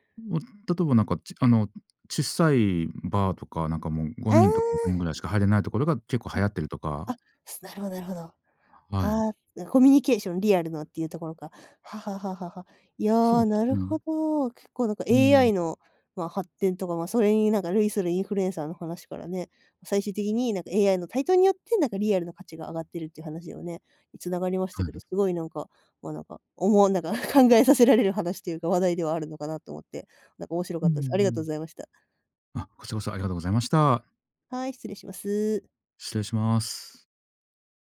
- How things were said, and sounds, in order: tapping; in English: "インフルエンサー"; laughing while speaking: "考えさせられる話というか"
- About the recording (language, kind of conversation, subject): Japanese, podcast, AIやCGのインフルエンサーをどう感じますか？